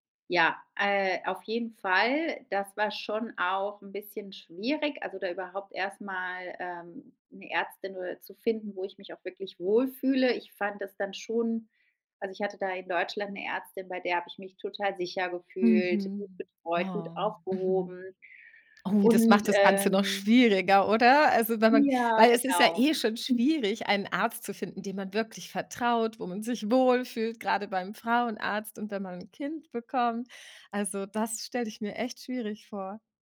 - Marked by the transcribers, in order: other background noise
- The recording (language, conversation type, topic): German, podcast, Wie gehst du mit der Angst vor Veränderungen um?